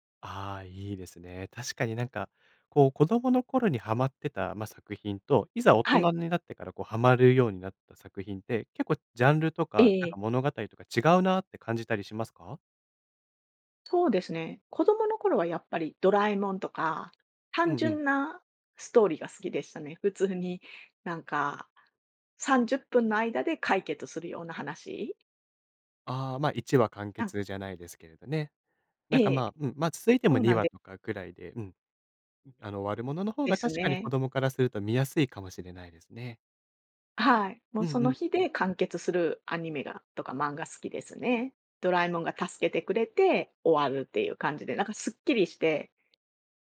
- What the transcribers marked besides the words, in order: other noise
- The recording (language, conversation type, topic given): Japanese, podcast, 漫画で心に残っている作品はどれですか？